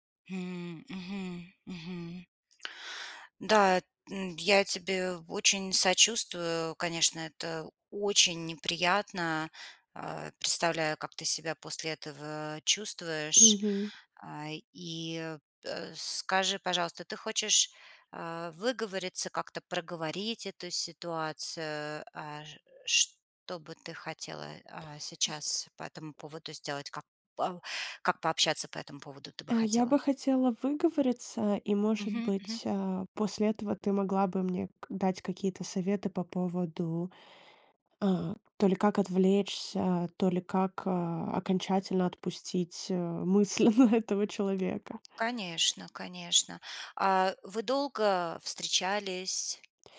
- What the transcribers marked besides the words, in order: tapping; other background noise; laughing while speaking: "мысль на"
- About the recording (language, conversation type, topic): Russian, advice, Почему мне так трудно отпустить человека после расставания?